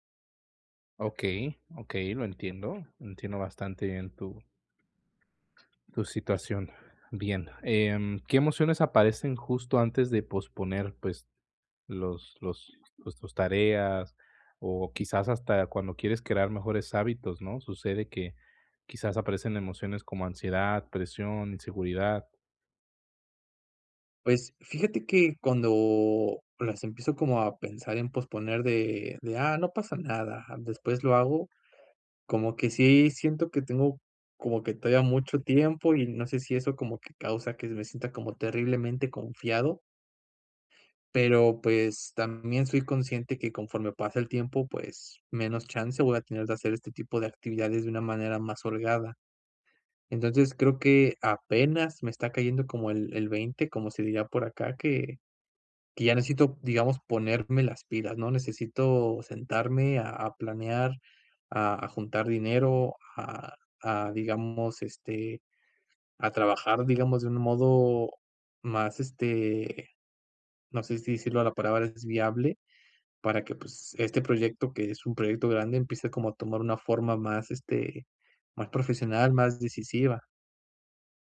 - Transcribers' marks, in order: other background noise; tapping
- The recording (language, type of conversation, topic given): Spanish, advice, ¿Cómo puedo dejar de procrastinar y crear mejores hábitos?